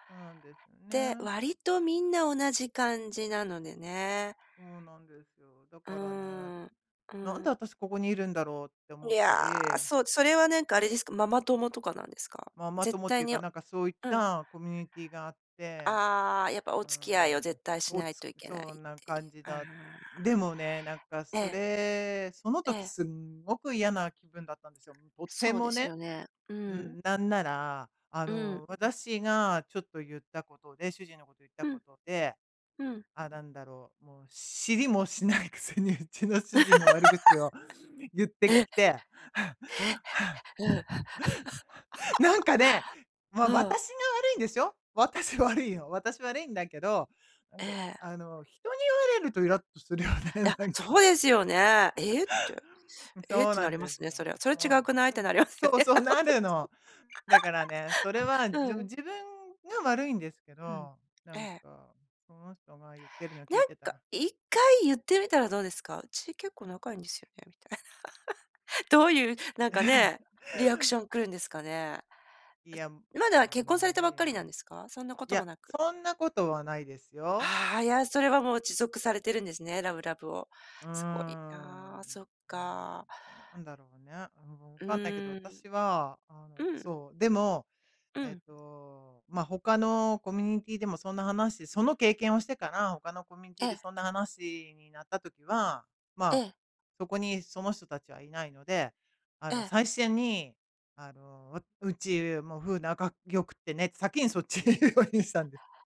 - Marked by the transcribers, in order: laughing while speaking: "知りもしないくせにうちの"; laugh; laughing while speaking: "え。へえ。うん。うん"; laugh; anticipating: "なんかね、ま、私が悪いんですよ"; chuckle; laughing while speaking: "私悪いんよ"; laughing while speaking: "イラっとするよね、なんか"; laugh; laughing while speaking: "ってなりますよね。いや、ほんとです"; laugh; laugh; other noise; laughing while speaking: "そっちにいうようにしたんです"
- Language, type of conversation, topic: Japanese, advice, グループの中で居心地が悪いと感じたとき、どうすればいいですか？